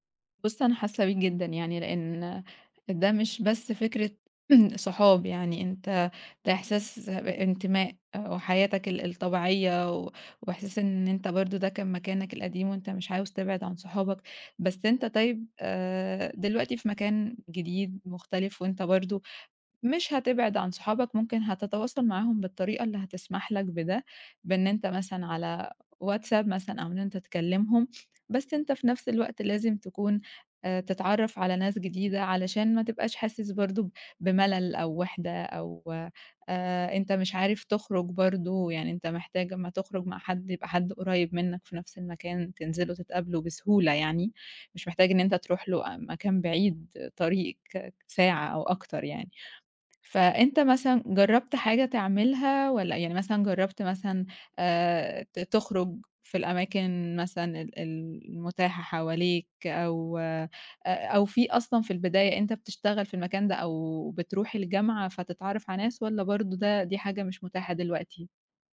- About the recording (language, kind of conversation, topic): Arabic, advice, إزاي أوسّع دايرة صحابي بعد ما نقلت لمدينة جديدة؟
- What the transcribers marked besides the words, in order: throat clearing; tapping